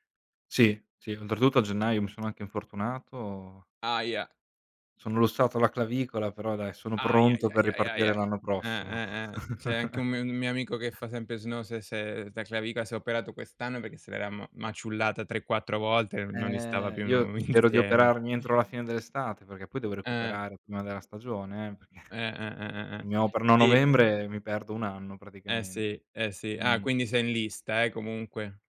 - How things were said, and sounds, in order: chuckle; other background noise; laughing while speaking: "insieme"; laughing while speaking: "perché"
- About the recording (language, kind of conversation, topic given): Italian, unstructured, Cosa preferisci tra mare, montagna e città?